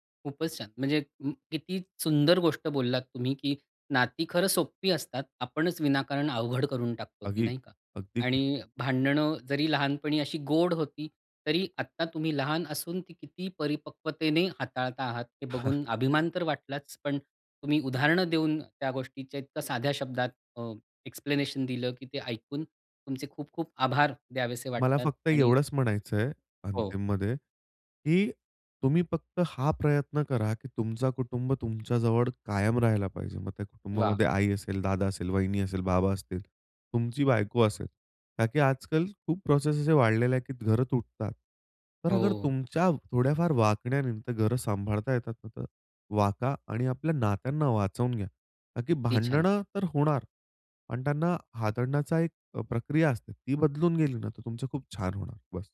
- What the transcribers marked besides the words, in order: "अगदी" said as "अघी"; chuckle; in English: "एक्सप्लेनेशन"; in Hindi: "ताकि"; in English: "प्रोसेस"; in Hindi: "ताकि"
- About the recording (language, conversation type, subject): Marathi, podcast, भांडणानंतर घरातलं नातं पुन्हा कसं मजबूत करतोस?